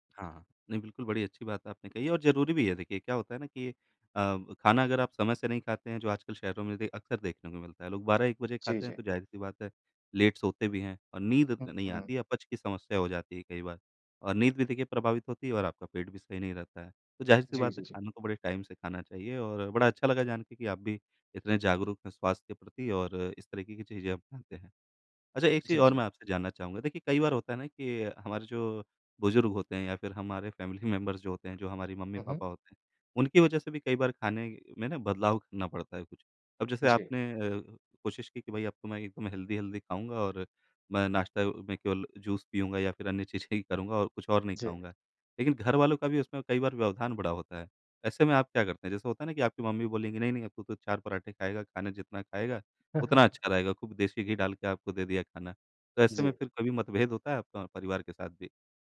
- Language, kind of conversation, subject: Hindi, podcast, आप नाश्ता कैसे चुनते हैं और क्यों?
- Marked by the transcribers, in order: in English: "लेट"; in English: "टाइम"; in English: "फैमिली में बर्स"; laughing while speaking: "में बर्स"; laughing while speaking: "चीज़ें"; chuckle